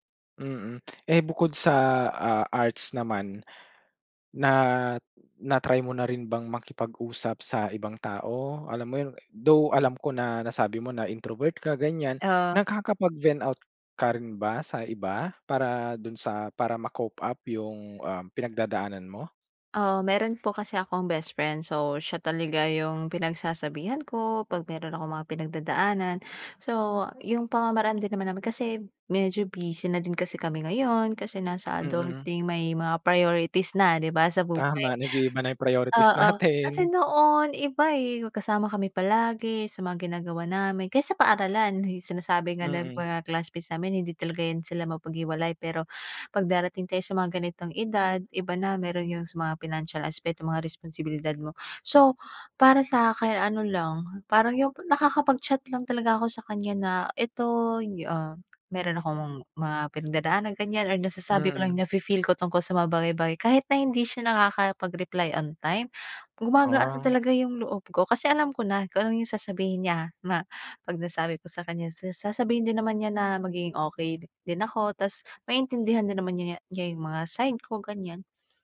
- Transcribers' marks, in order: other background noise; laughing while speaking: "natin"
- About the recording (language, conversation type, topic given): Filipino, podcast, Paano mo pinapangalagaan ang iyong kalusugang pangkaisipan kapag nasa bahay ka lang?